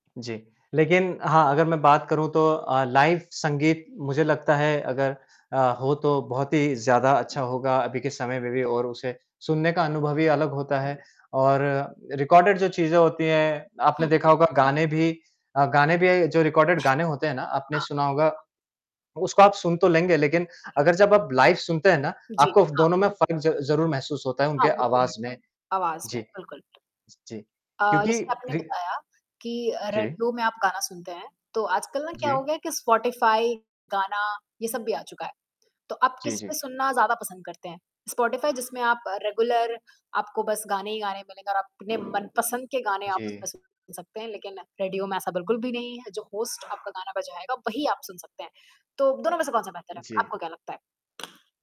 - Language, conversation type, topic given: Hindi, podcast, लाइव संगीत और रिकॉर्ड किए गए संगीत में आपको क्या अंतर महसूस होता है?
- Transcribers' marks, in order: static; in English: "लाइव"; other background noise; in English: "रिकॉर्डेड"; horn; distorted speech; in English: "रिकॉर्डेड"; in English: "लाइव"; in English: "रेगुलर"; in English: "होस्ट"; tapping